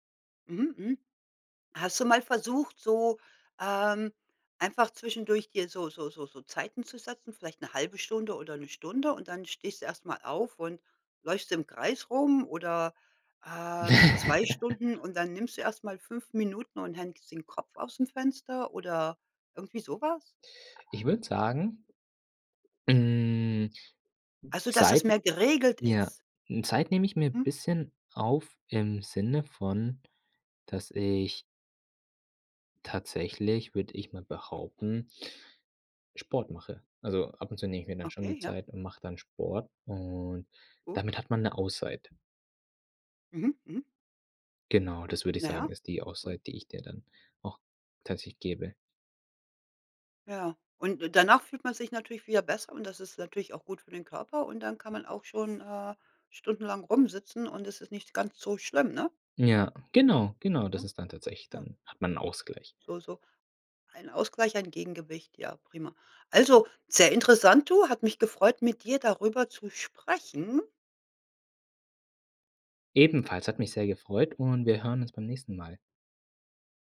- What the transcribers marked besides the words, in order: laughing while speaking: "Ne"; laugh; other background noise; tapping
- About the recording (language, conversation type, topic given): German, podcast, Wie gönnst du dir eine Pause ohne Schuldgefühle?